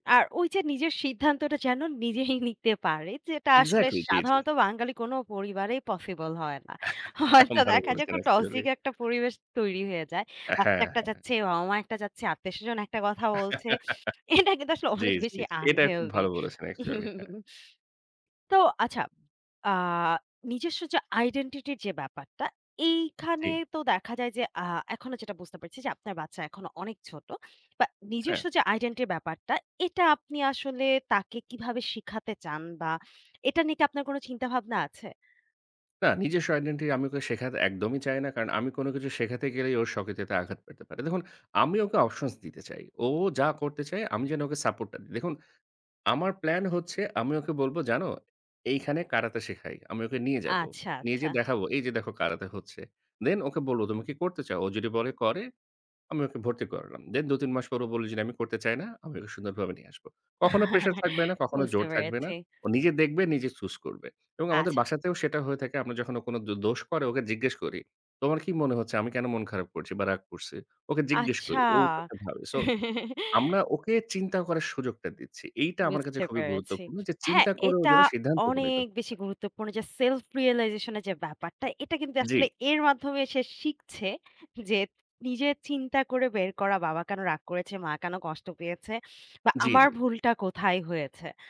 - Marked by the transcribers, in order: scoff; scoff; laughing while speaking: "ভালো বলেছেন, অ্যাকচুয়ালি"; in English: "টক্সিক"; chuckle; in English: "আনহেলথি"; in English: "আইডেন্টিটি"; in English: "আইডেন্টির"; "আইডেন্টিটি" said as "আইডেন্টির"; in English: "আইডেন্টিটি"; chuckle; chuckle; in English: "সেলফ রিয়ালাইজেশন"
- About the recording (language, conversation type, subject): Bengali, podcast, তুমি কীভাবে নিজের সন্তানকে দুই সংস্কৃতিতে বড় করতে চাও?